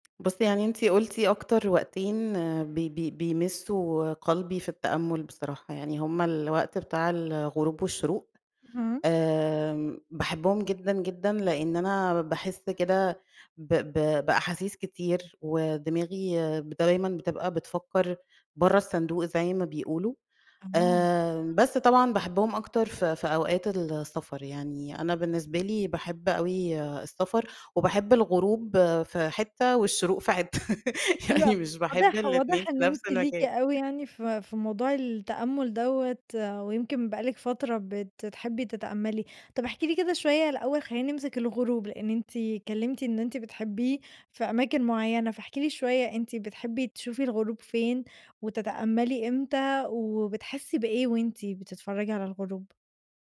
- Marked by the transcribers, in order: tapping; laugh
- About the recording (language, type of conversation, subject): Arabic, podcast, بتحب تتأمل في الغروب؟ بتحس بإيه وبتعمل إيه؟